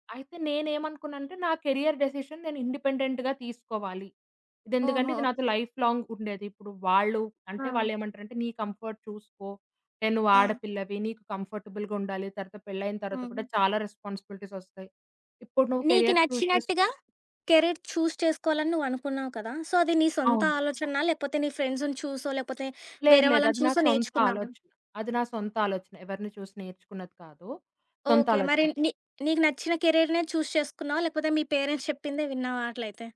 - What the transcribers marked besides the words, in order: in English: "కెరియర్ డెసిషన్"; in English: "ఇండిపెండెంట్‌గా"; in English: "లైఫ్ లాంగ్"; in English: "కంఫర్ట్"; in English: "కంఫర్టబుల్‌గుండాలి"; in English: "కెరియర్ చూజ్"; in English: "కెరీర్ చూజ్"; in English: "సో"; in English: "ఫ్రెండ్స్‌ని"; other background noise; in English: "కెరియర్‌నే చూజ్"; in English: "పేరెంట్స్"
- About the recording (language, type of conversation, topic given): Telugu, podcast, పెద్దవారితో సరిహద్దులు పెట్టుకోవడం మీకు ఎలా అనిపించింది?